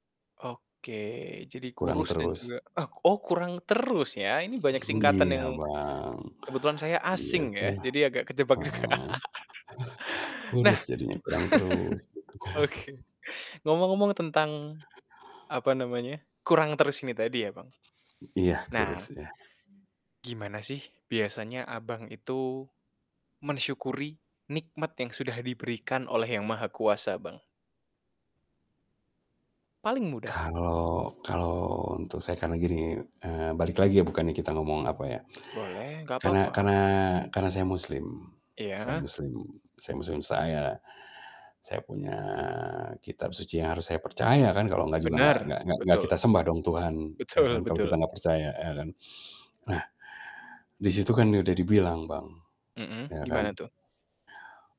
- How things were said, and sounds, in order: chuckle; chuckle; laughing while speaking: "juga"; laugh; laughing while speaking: "oke"; laughing while speaking: "kan"; chuckle; static; other background noise; drawn out: "punya"; tapping; laughing while speaking: "Betul"
- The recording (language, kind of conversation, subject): Indonesian, podcast, Apa arti kebahagiaan sederhana bagimu?